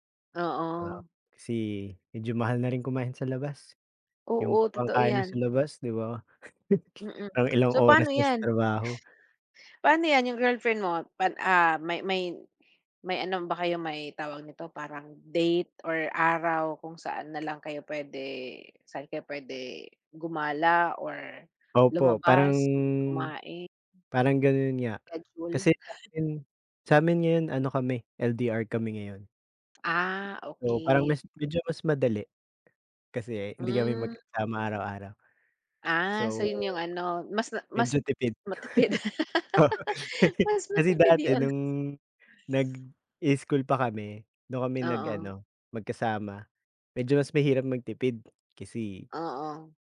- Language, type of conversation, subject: Filipino, unstructured, Ano ang mga paraan mo para makatipid sa pang-araw-araw?
- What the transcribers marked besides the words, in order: laugh; laugh